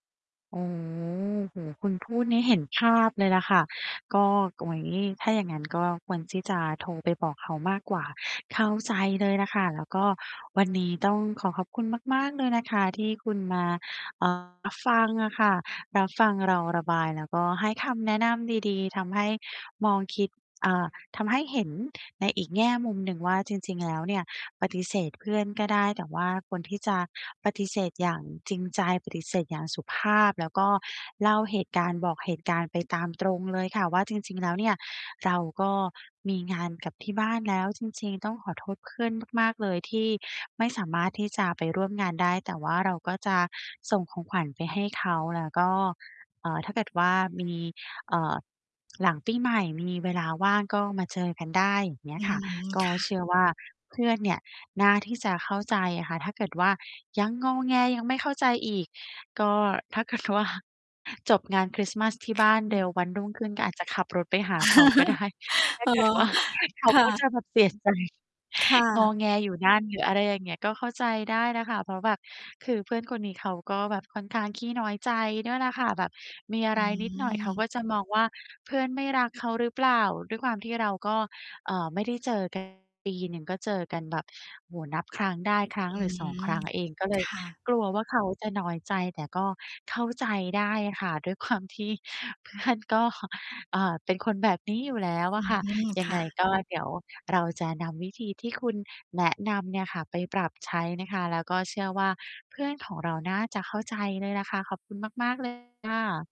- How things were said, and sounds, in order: mechanical hum; distorted speech; laughing while speaking: "ว่า"; laughing while speaking: "ได้"; laughing while speaking: "ว่า"; laugh; laughing while speaking: "ใจ"; laughing while speaking: "ที่เพื่อนก็"
- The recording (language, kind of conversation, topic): Thai, advice, ฉันควรทำอย่างไรเมื่อไม่อยากไปงานปาร์ตี้กับเพื่อน?